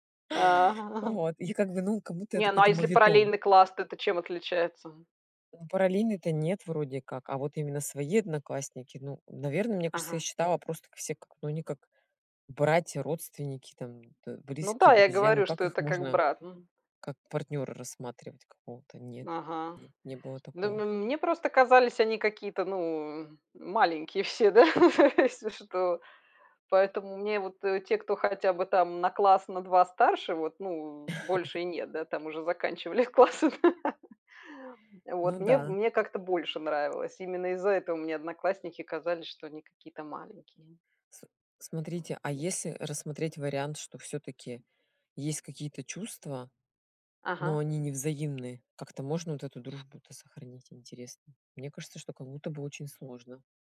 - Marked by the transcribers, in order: chuckle; laughing while speaking: "да, если что"; chuckle; laugh; other background noise; unintelligible speech
- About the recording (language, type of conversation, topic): Russian, unstructured, Как вы думаете, может ли дружба перерасти в любовь?